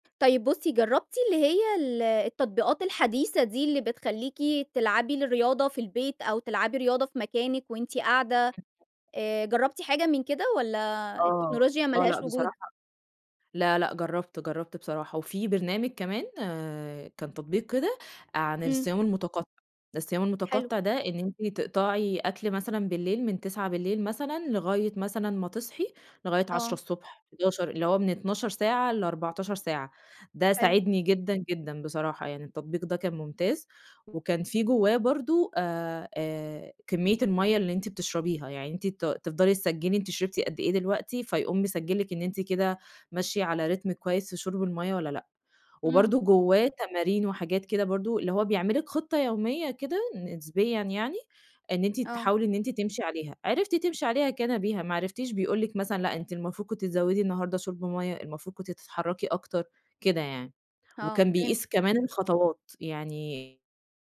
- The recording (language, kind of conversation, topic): Arabic, podcast, إزاي بتحفّز نفسك على الاستمرار بالعادات الصحية؟
- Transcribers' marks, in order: in English: "ريتم"